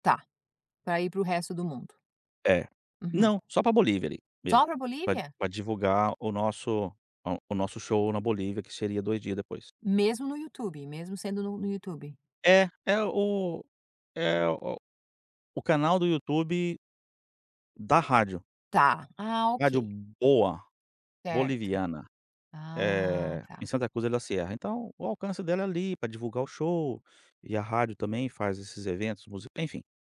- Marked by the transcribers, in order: none
- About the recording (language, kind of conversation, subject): Portuguese, podcast, Qual foi o maior desafio que enfrentou na sua carreira?